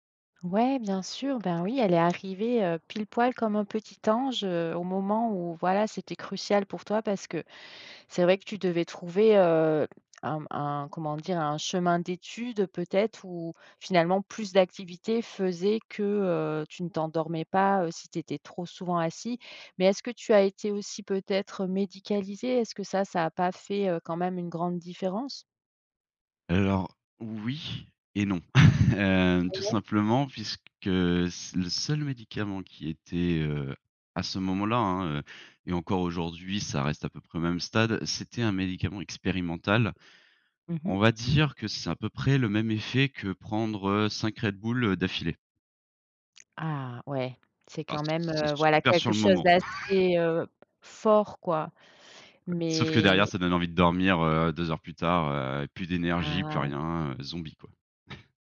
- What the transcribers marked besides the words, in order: other background noise; tapping; stressed: "oui"; chuckle; chuckle; chuckle
- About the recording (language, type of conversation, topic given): French, podcast, Quel est le moment où l’écoute a tout changé pour toi ?